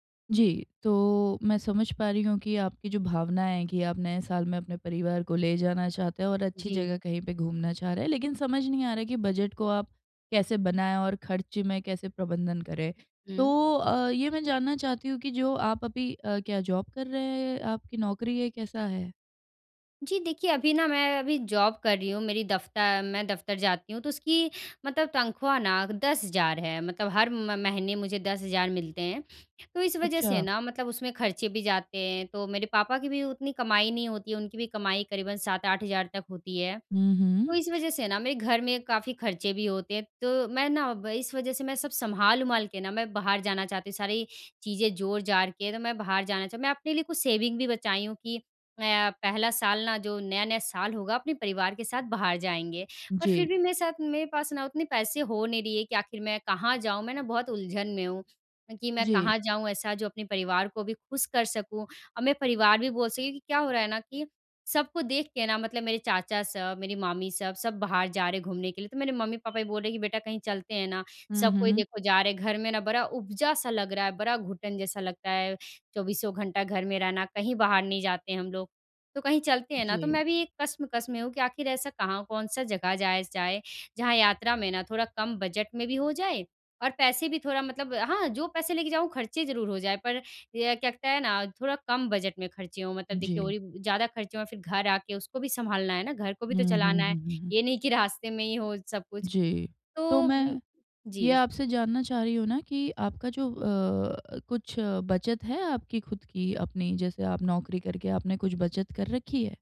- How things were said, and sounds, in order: in English: "जॉब"; in English: "जॉब"; in English: "सेविंग"; horn; laughing while speaking: "रास्ते"
- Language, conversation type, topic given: Hindi, advice, यात्रा के लिए बजट कैसे बनाएं और खर्चों को नियंत्रित कैसे करें?